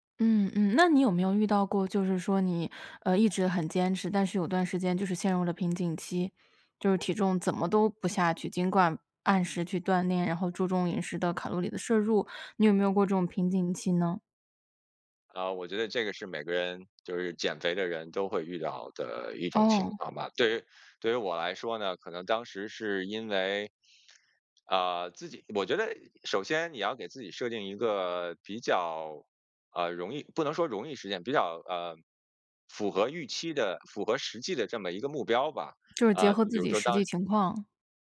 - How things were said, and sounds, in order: none
- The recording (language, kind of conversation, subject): Chinese, podcast, 平常怎么开始一段新的健康习惯？